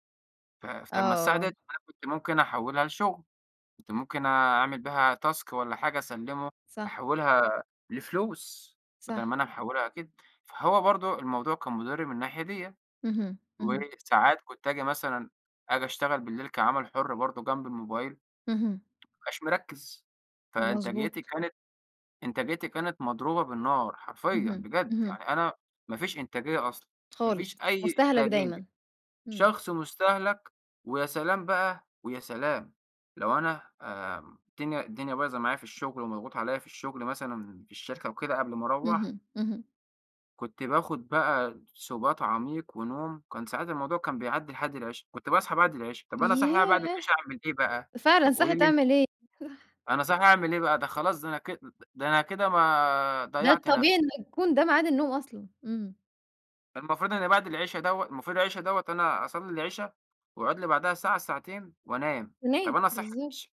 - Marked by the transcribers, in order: in English: "task"; tapping; unintelligible speech; unintelligible speech
- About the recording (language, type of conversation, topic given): Arabic, podcast, إيه تجربتك مع القيلولة وتأثيرها عليك؟